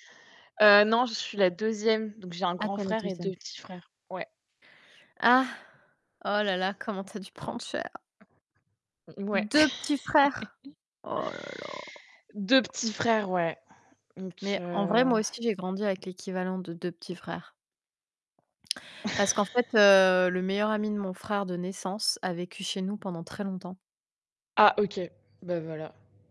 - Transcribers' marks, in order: static; distorted speech; stressed: "deux"; laugh; tapping; laugh
- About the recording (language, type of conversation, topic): French, unstructured, Quel aspect de votre vie aimeriez-vous simplifier pour gagner en sérénité ?